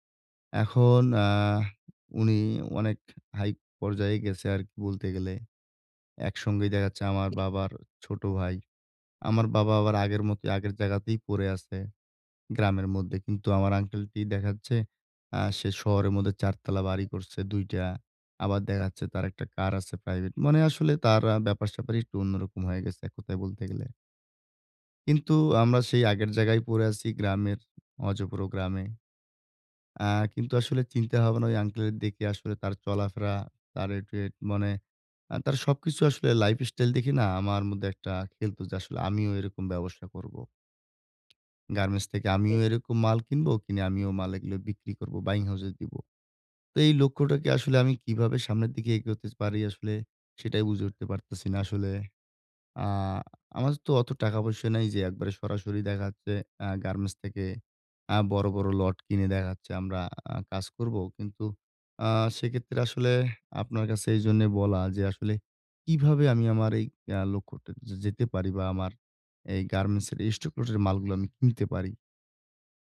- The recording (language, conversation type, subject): Bengali, advice, আমি কীভাবে বড় লক্ষ্যকে ছোট ছোট ধাপে ভাগ করে ধাপে ধাপে এগিয়ে যেতে পারি?
- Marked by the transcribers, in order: tapping; "দেখা" said as "দেহা"; unintelligible speech; "মধ্যে" said as "মদ্দ্যে"; "দেখা-যাচ্ছে" said as "দেহাচ্ছে"; "অজপাড়া" said as "অজপুর"; unintelligible speech; in English: "lifestyle"; unintelligible speech; in English: "buying house"; in English: "lot"; in English: "stock lot"